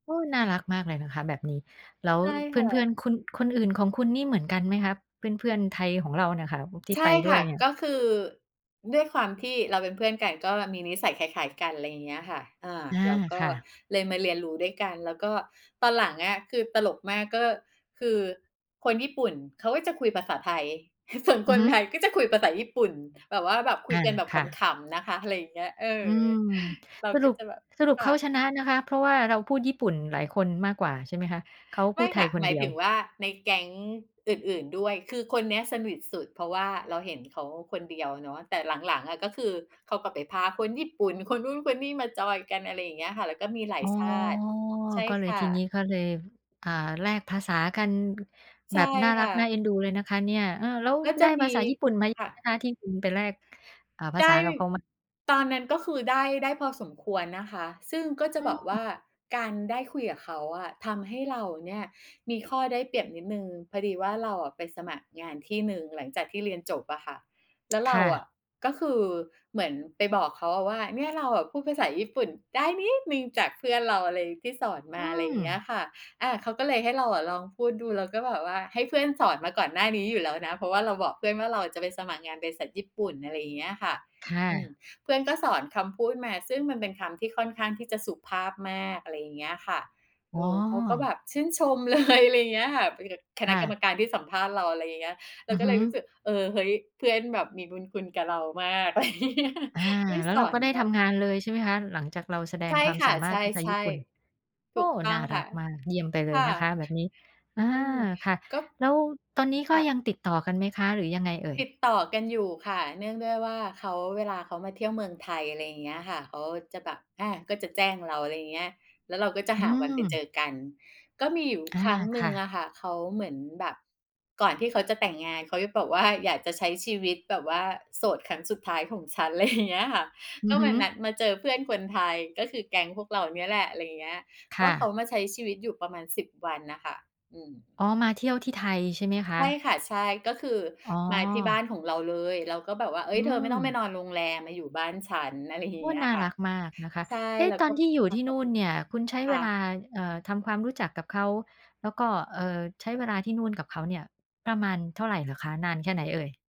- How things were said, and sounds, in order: other background noise; tapping; drawn out: "อ๋อ"; stressed: "นิด"; laughing while speaking: "เลย"; laughing while speaking: "อะไรอย่างงี้"; laughing while speaking: "อะไร"
- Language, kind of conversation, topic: Thai, podcast, เคยมีเพื่อนชาวต่างชาติที่ยังติดต่อกันอยู่ไหม?